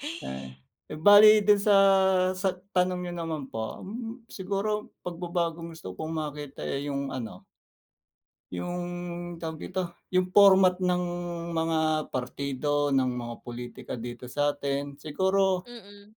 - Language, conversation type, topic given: Filipino, unstructured, Paano mo gustong magbago ang pulitika sa Pilipinas?
- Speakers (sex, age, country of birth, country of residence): female, 25-29, Philippines, Philippines; male, 40-44, Philippines, Philippines
- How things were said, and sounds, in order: tapping